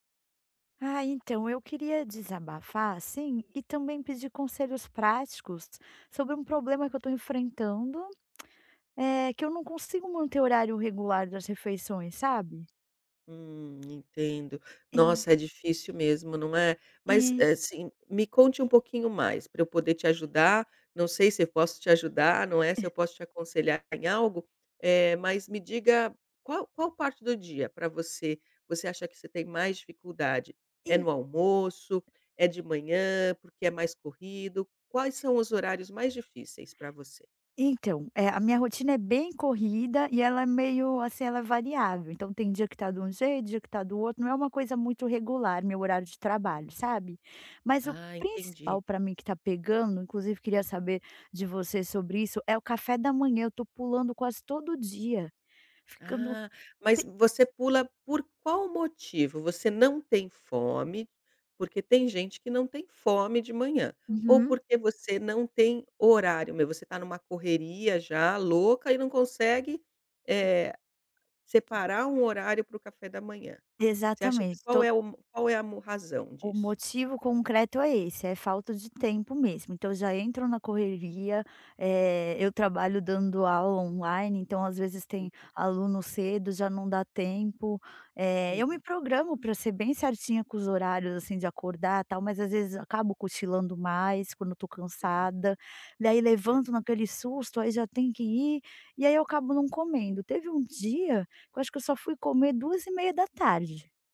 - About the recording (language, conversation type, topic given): Portuguese, advice, Como posso manter horários regulares para as refeições mesmo com pouco tempo?
- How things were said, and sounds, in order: tongue click; other background noise; tapping